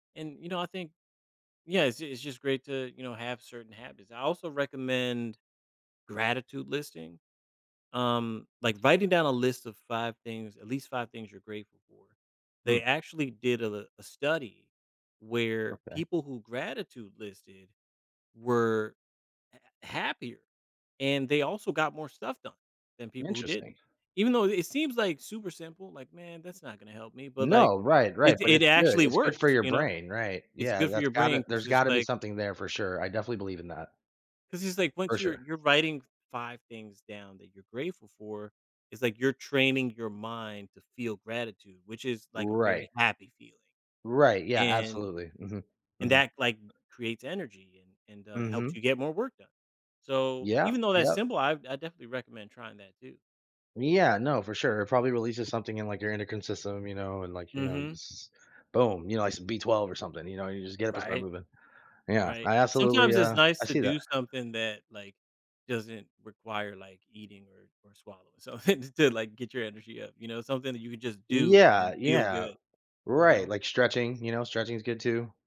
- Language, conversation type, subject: English, advice, How can I make my leisure time feel more satisfying when I often feel restless?
- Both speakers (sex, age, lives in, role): male, 35-39, United States, advisor; male, 35-39, United States, user
- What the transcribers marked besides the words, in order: other background noise; chuckle